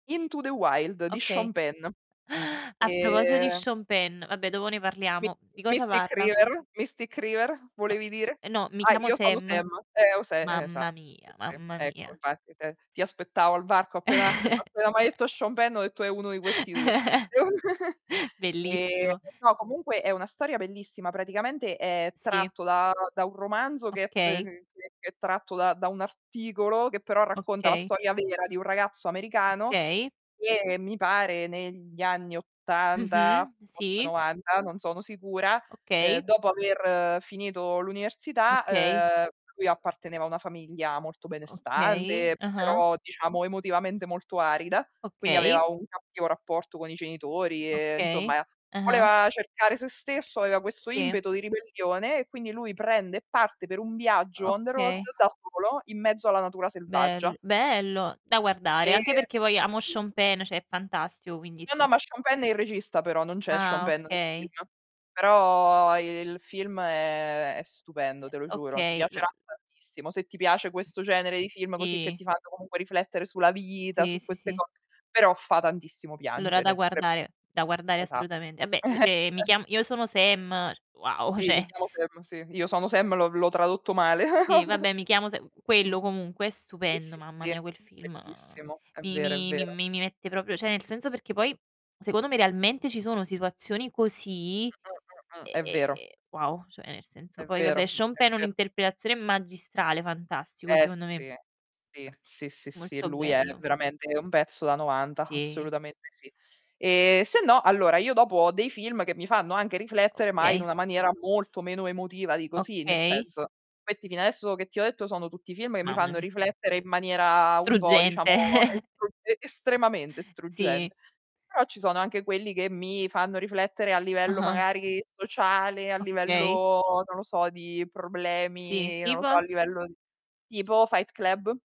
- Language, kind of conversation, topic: Italian, unstructured, Quale film ti ha fatto riflettere di più?
- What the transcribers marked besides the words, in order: gasp; distorted speech; drawn out: "e"; other background noise; chuckle; laugh; giggle; tapping; "Okay" said as "kay"; in English: "on the road"; drawn out: "E"; drawn out: "Però"; drawn out: "è"; chuckle; "cioè" said as "ceh"; giggle; chuckle